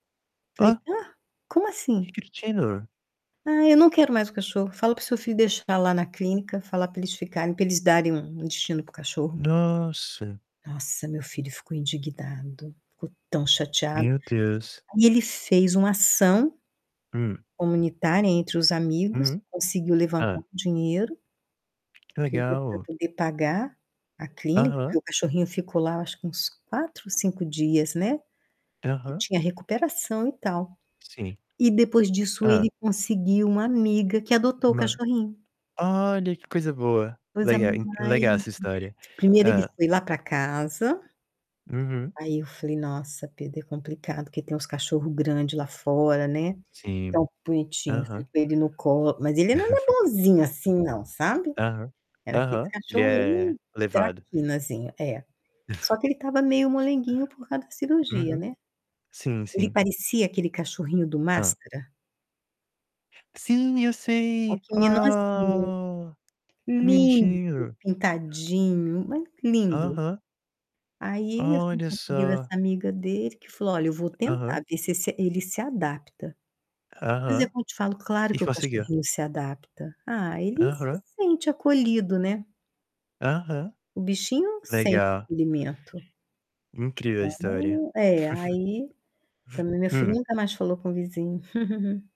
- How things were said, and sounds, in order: static; distorted speech; tapping; other background noise; unintelligible speech; chuckle; chuckle; drawn out: "Ah!"; unintelligible speech; chuckle; chuckle
- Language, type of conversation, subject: Portuguese, unstructured, Como convencer alguém a não abandonar um cachorro ou um gato?